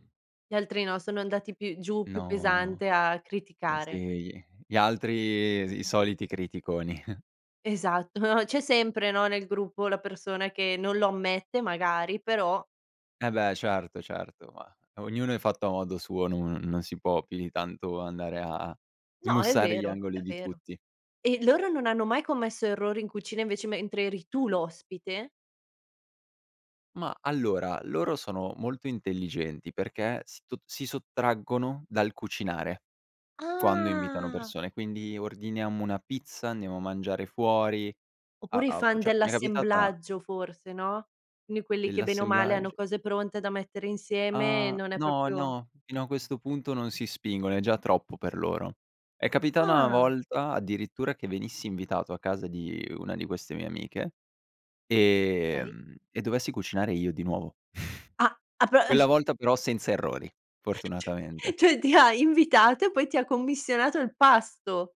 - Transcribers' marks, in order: chuckle; drawn out: "Ah!"; drawn out: "Ah!"; chuckle; chuckle
- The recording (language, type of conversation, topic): Italian, podcast, Raccontami di un errore in cucina che poi è diventato una tradizione?